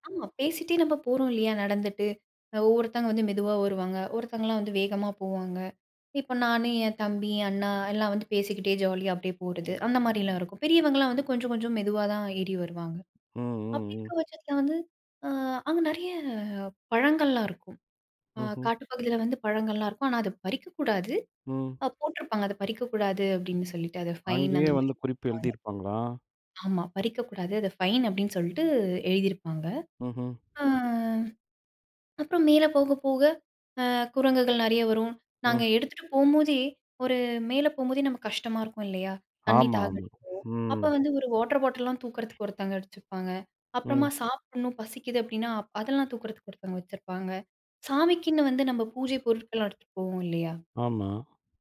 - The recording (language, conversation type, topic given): Tamil, podcast, காட்டுப் பயணங்களில் உங்களுக்கு மிகவும் பிடித்தது என்ன?
- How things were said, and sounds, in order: other noise; in English: "ஃபைன்"; in English: "ஃபைன்"; drawn out: "அ"; other background noise